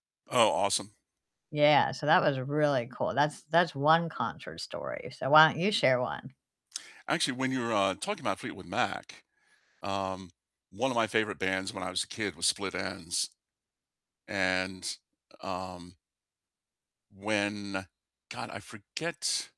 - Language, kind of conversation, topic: English, unstructured, Which concerts or live performances changed how you feel about music, and what made them unforgettable?
- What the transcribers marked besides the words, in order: static